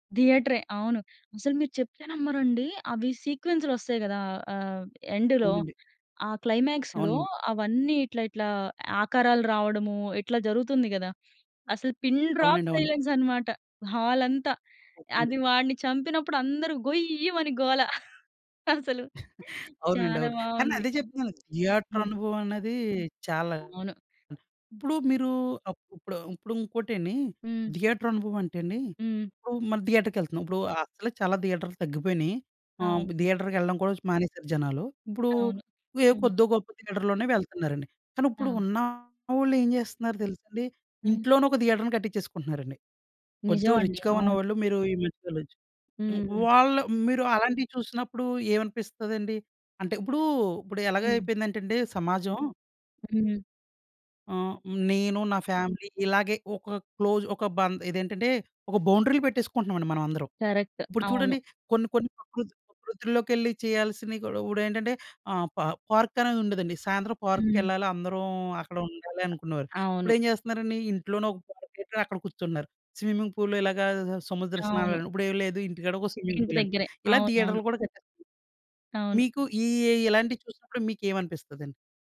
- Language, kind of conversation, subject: Telugu, podcast, మీ మొదటి సినిమా థియేటర్ అనుభవం ఎలా ఉండేది?
- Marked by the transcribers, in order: in English: "ఎండ్‌లో"; in English: "క్లైమాక్స్‌లో"; in English: "పిన్ డ్రాప్ సైలెన్స్"; in English: "హాల్"; stressed: "గొయ్యిమని"; chuckle; in English: "థియేటర్"; other background noise; other noise; in English: "థియేటర్"; in English: "థియేటర్‌కి"; in English: "థియేటర్‌కి"; in English: "థియేటర్‌లోనే"; in English: "థియేటర్‍ని"; in English: "రిచ్‌గా"; in English: "ఫ్యామిలీ"; in English: "క్లోజ్"; in English: "కరెక్ట్"; in English: "పా పార్క్"; in English: "పార్క్"; in English: "స్విమ్మింగ్ పూల్‌లో"; in English: "స్విమ్మింగ్ పూల్"